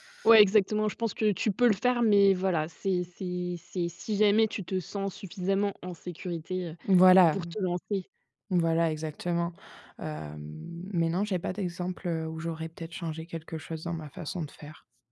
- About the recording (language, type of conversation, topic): French, podcast, Peux-tu raconter une aventure qui a changé ta façon de voir les choses ?
- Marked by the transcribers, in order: other background noise